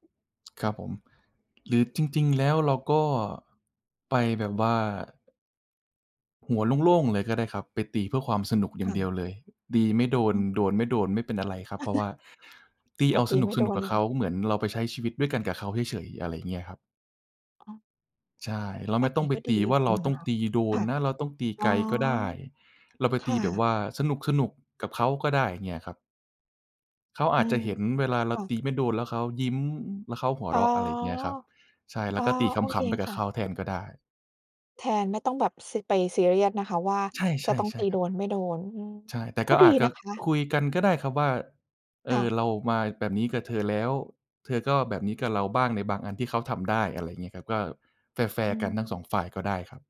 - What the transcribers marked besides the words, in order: other background noise; tapping; chuckle
- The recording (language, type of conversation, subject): Thai, advice, จะวางแผนออกกำลังกายร่วมกับคนในครอบครัวอย่างไรให้ลงตัว เมื่อแต่ละคนมีความต้องการต่างกัน?